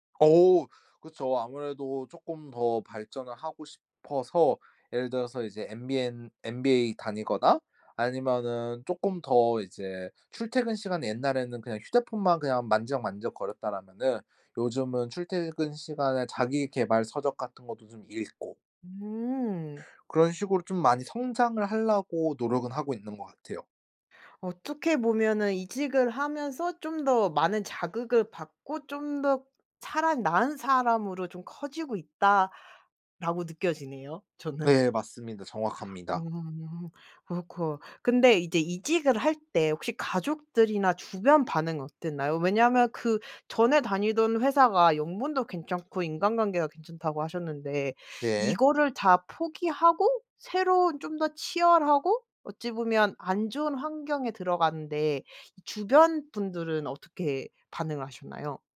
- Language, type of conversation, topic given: Korean, podcast, 직업을 바꾸게 된 계기는 무엇이었나요?
- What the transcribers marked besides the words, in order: tapping; other background noise